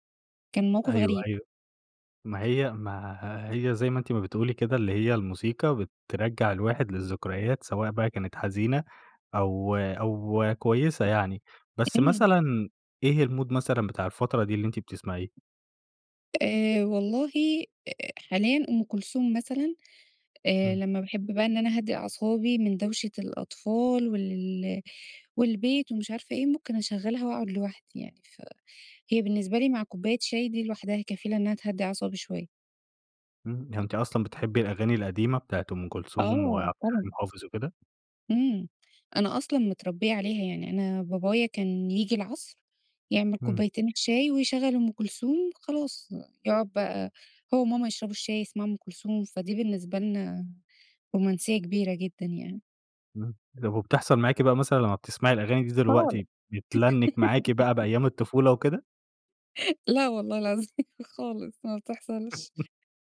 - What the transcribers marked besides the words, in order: tapping; in English: "المود"; in English: "بتلنِّك"; giggle; laughing while speaking: "العظيم خالص ما بتحصلش"; chuckle
- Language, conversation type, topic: Arabic, podcast, إيه أول أغنية خلتك تحب الموسيقى؟